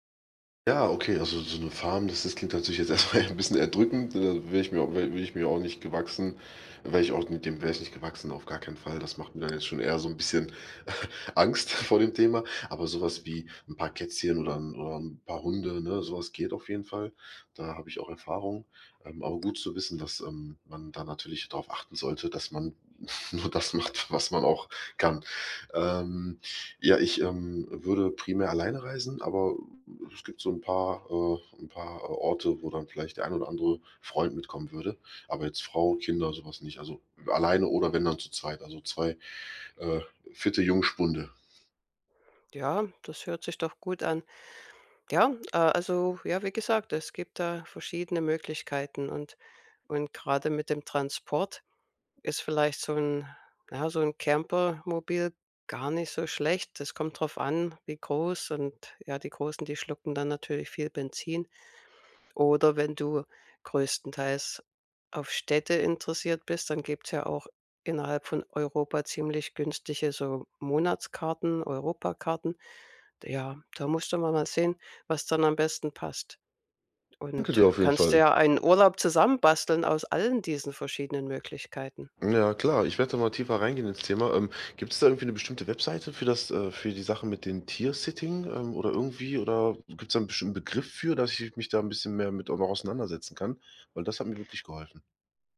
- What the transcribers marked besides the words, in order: in English: "Farm"; laughing while speaking: "erstmal ja ein bisschen"; other background noise; chuckle; laughing while speaking: "nur das macht"
- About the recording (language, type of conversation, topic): German, advice, Wie finde ich günstige Unterkünfte und Transportmöglichkeiten für Reisen?